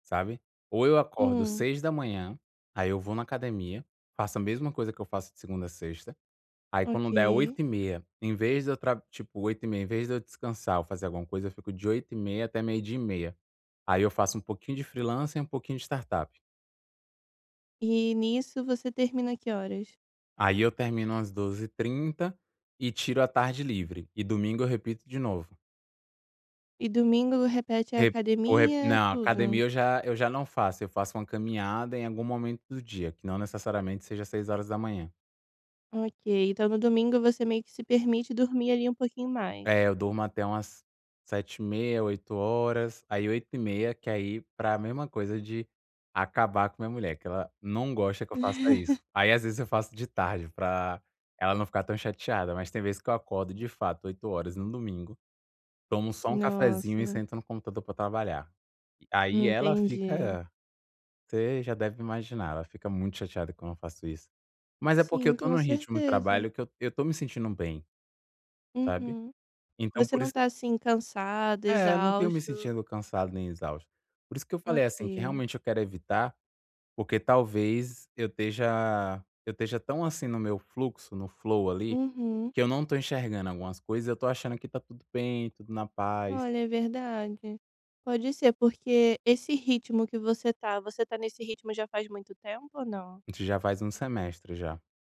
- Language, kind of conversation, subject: Portuguese, advice, Como posso manter o equilíbrio entre trabalho e vida pessoal e evitar o burnout ao administrar minha startup?
- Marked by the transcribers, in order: chuckle; in English: "flow"